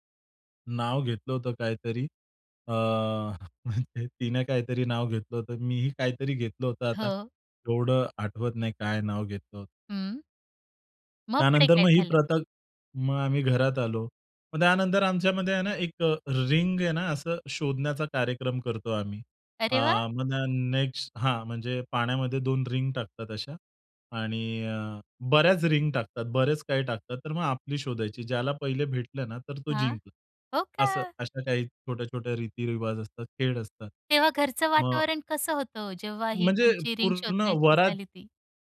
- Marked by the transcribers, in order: chuckle; tapping
- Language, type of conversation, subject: Marathi, podcast, लग्नाच्या दिवशीची आठवण सांगशील का?